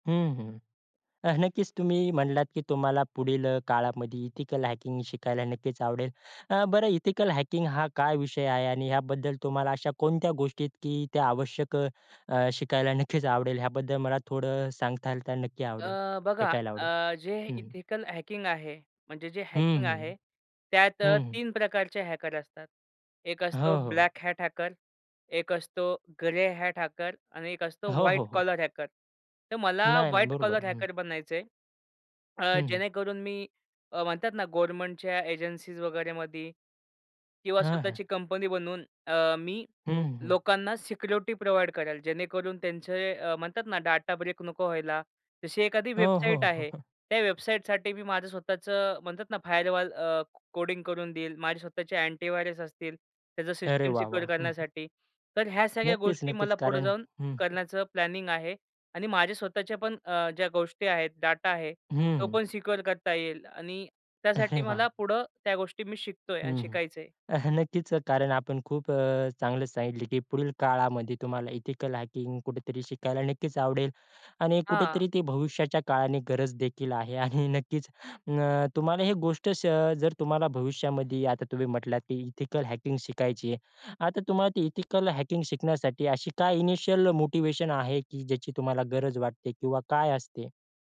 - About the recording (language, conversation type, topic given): Marathi, podcast, भविष्यात तुला काय नवीन शिकायचं आहे आणि त्यामागचं कारण काय आहे?
- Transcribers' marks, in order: in English: "एथिकल हॅकिंग"; in English: "एथिकल हॅकिंग"; laughing while speaking: "नक्कीच"; "सांगाल" said as "सांगताल"; in English: "एथिकल हॅकिंग"; in English: "हॅकिंग"; in English: "हॅकर"; in English: "ब्लॅक हॅट हॅकर"; in English: "ग्रे हॅट हॅकर"; in English: "व्हाईट कॉलर हॅकर"; in English: "व्हाईट कॉलर हॅकर"; other background noise; in English: "प्रोव्हाईड"; tapping; chuckle; in English: "फायरवॉल"; in English: "सिक्युअर"; in English: "प्लॅनिंग"; in English: "सिक्युअर"; laughing while speaking: "अरे वाह!"; chuckle; in English: "एथिकल हॅकिंग"; laughing while speaking: "आणि"; in English: "एथिकल हॅकिंग"; in English: "एथिकल हॅकिंग"; in English: "इनिशिअल"